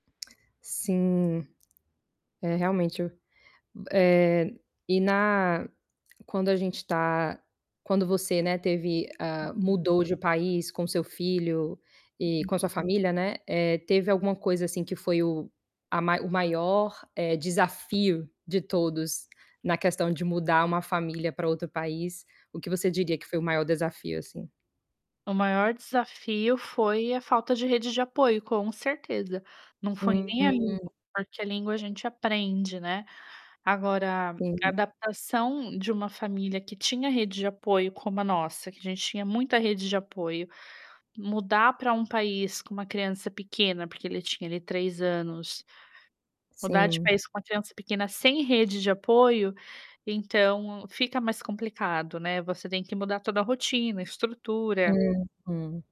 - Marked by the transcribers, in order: tapping; other background noise; distorted speech; unintelligible speech
- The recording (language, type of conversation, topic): Portuguese, podcast, Como você decide se quer ter filhos ou não?